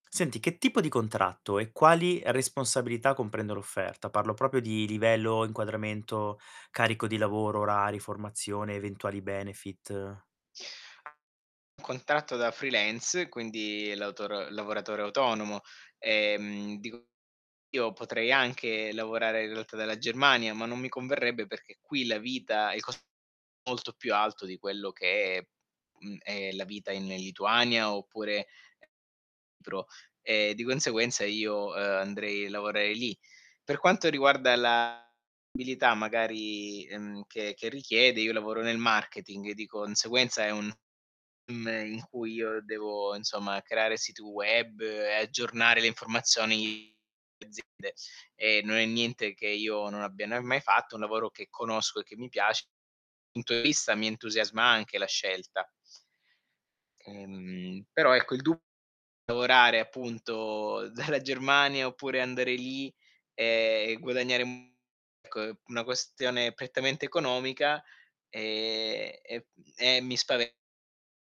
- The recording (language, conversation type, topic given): Italian, advice, Dovrei accettare un’offerta di lavoro in un’altra città?
- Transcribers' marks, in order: "proprio" said as "propio"; mechanical hum; distorted speech; other background noise; "lavorerei" said as "lavorei"; unintelligible speech; laughing while speaking: "dalla"